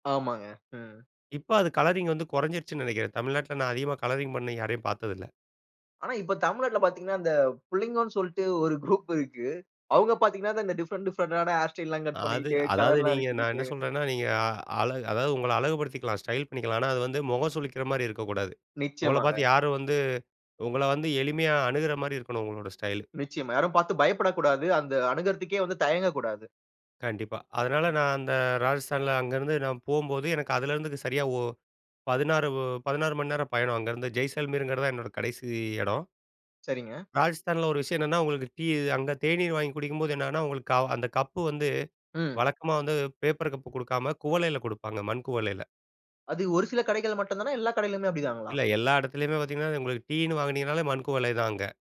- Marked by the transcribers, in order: in English: "டிஃபரண்ட், டிஃபரண்ட்டான"; other noise; other background noise
- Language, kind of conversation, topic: Tamil, podcast, நீங்கள் தனியாகப் பயணம் சென்ற அந்த ஒரே நாளைப் பற்றி சொல்ல முடியுமா?